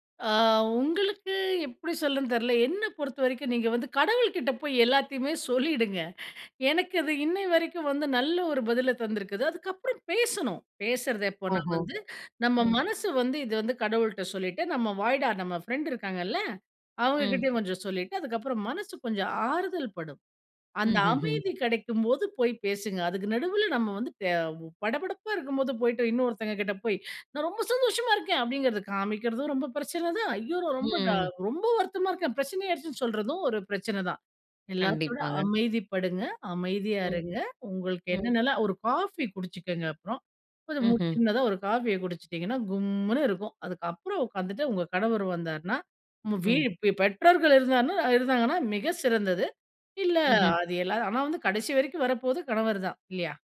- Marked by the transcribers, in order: drawn out: "ஆ"; laughing while speaking: "சொல்லிடுங்க"; inhale; inhale; other background noise; inhale; unintelligible speech; "வரப்போறது" said as "வரப்போது"
- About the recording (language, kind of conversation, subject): Tamil, podcast, மனதை அமைதியாக வைத்துக் கொள்ள உங்களுக்கு உதவும் பழக்கங்கள் என்ன?